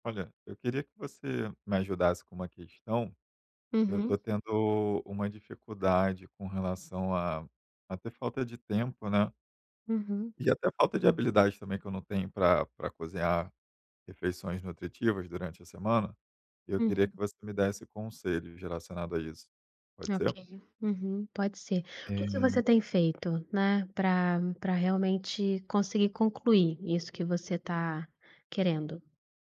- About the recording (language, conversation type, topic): Portuguese, advice, Como posso cozinhar refeições nutritivas durante a semana mesmo com pouco tempo e pouca habilidade?
- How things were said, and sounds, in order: tapping